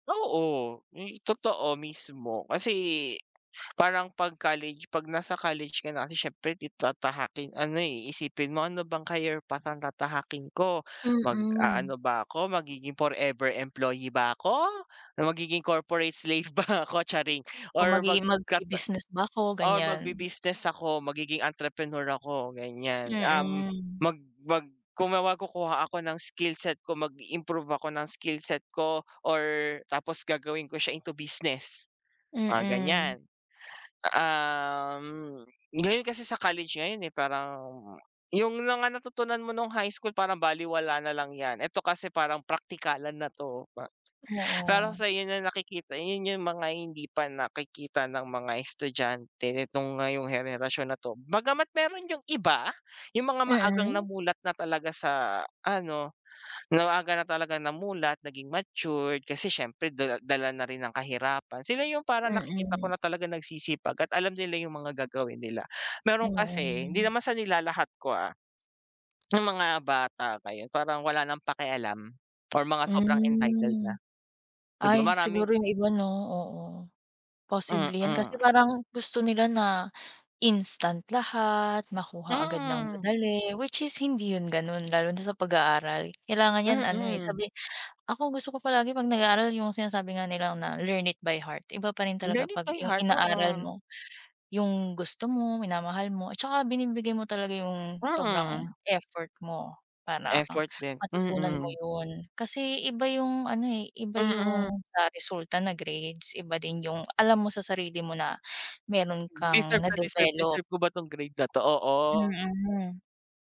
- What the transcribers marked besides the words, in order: other background noise; in English: "career path"; in English: "corporate slave"; laughing while speaking: "ba ako?"; tapping; in English: "skill set"; in English: "skill set"; lip smack; drawn out: "Hmm"; in English: "entitled"; in English: "learn it by heart"; in English: "Learning by heart"; wind
- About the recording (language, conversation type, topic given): Filipino, unstructured, Ano ang palagay mo tungkol sa paggamit ng teknolohiya sa pag-aaral?
- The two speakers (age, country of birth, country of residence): 20-24, Philippines, Philippines; 25-29, Philippines, Philippines